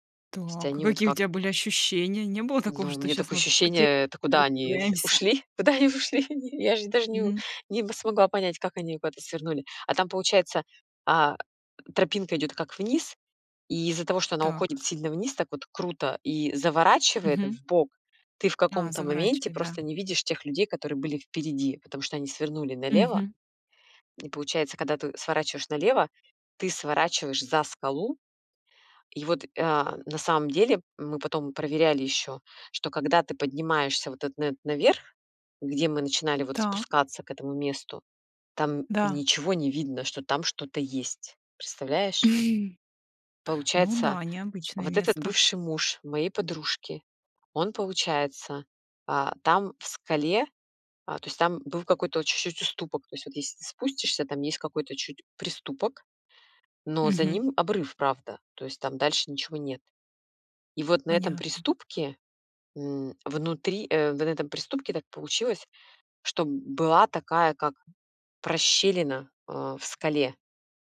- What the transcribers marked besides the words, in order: tapping; laughing while speaking: "Куда они ушли"; unintelligible speech; chuckle; other background noise
- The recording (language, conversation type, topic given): Russian, podcast, Что вам больше всего запомнилось в вашем любимом походе?